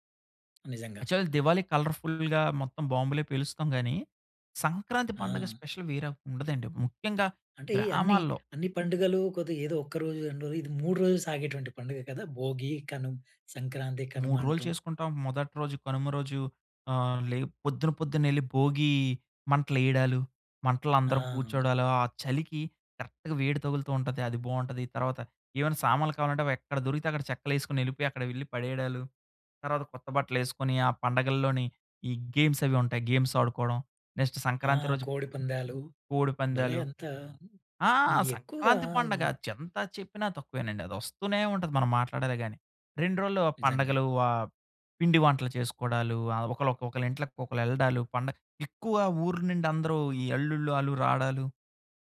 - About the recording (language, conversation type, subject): Telugu, podcast, పండుగల సమయంలో ఇంటి ఏర్పాట్లు మీరు ఎలా ప్రణాళిక చేసుకుంటారు?
- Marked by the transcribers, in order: in English: "యాక్చువల్లీ"; in English: "కలర్‌ఫుల్‌గా"; in English: "స్పెషల్"; in English: "కరెక్ట్‌గా"; in English: "గేమ్స్"; in English: "గేమ్స్"; in English: "నెక్స్ట్"; tapping; other background noise; "ఎంత" said as "చెంత"